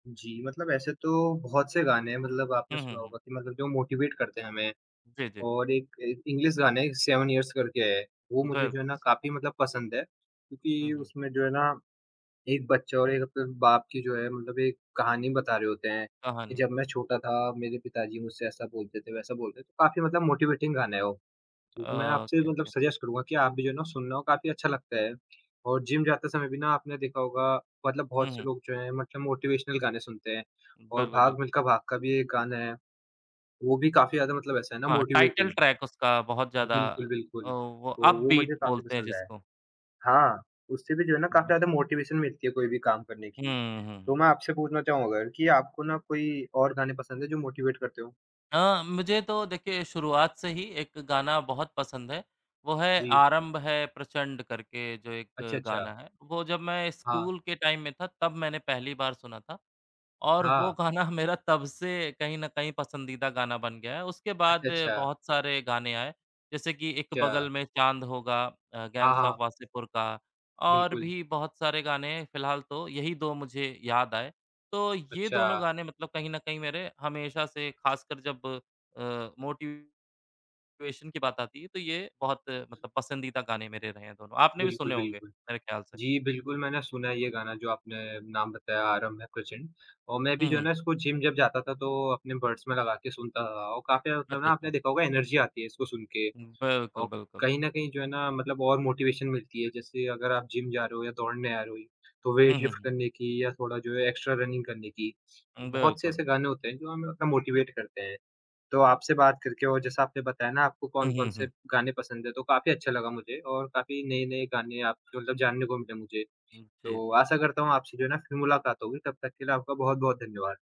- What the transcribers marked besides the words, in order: in English: "मोटीवेट"; in English: "मोटिवेटिंग"; in English: "सजेस्ट"; in English: "ओके, ओके"; in English: "मोटिवेशनल"; in English: "मोटिवेटिंग"; in English: "टाइटल ट्रैक"; in English: "अप बीट"; in English: "मोटिवेशन"; in English: "मोटिवेट"; in English: "टाइम"; tapping; in English: "मोटिवेशन"; in English: "बड्स"; in English: "एनर्जी"; in English: "मोटिवेशन"; in English: "वेट लिफ्ट"; in English: "एक्स्ट्रा रनिंग"; in English: "मोटीवेट"
- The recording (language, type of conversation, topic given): Hindi, unstructured, आपका पसंदीदा गाना कौन सा है और क्यों?